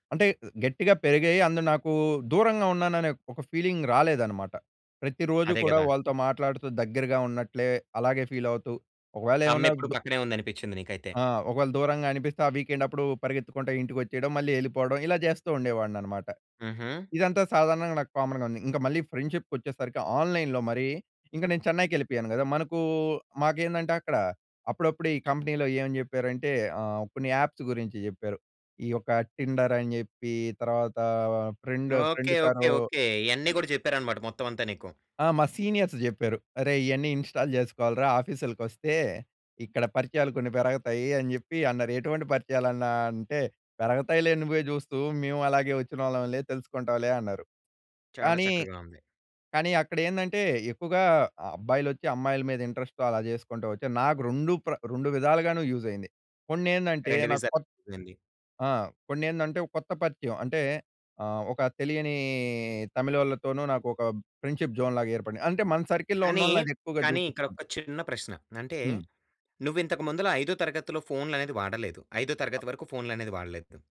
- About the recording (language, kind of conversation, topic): Telugu, podcast, మీ ఫోన్ వల్ల మీ సంబంధాలు ఎలా మారాయి?
- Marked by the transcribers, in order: in English: "ఫీలింగ్"; in English: "ఫీల్"; in English: "వీకెండ్"; in English: "కామన్‌గా"; in English: "ఆన్‍లైన్‍లో"; in English: "కంపెనీలో"; in English: "యాప్స్"; in English: "ఫ్రెండ్ ఫ్రెండ్"; tapping; in English: "సీనియర్స్"; in English: "ఇంస్టాల్"; in English: "ఇంటరెస్ట్‌తో"; in English: "యూజ్"; in English: "యూస్"; in English: "ఫ్రెండ్షిప్‌జోన్‌లాగా"; in English: "సర్కిల్‌లో"; other noise